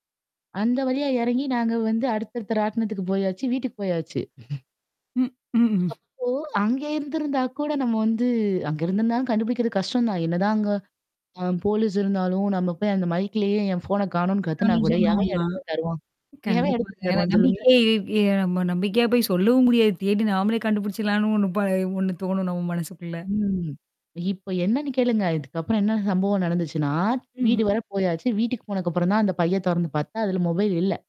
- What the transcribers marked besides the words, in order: chuckle; distorted speech; in English: "மைக்லேயே"; unintelligible speech
- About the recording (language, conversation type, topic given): Tamil, podcast, கைபேசி இல்லாமல் வழிதவறி விட்டால் நீங்கள் என்ன செய்வீர்கள்?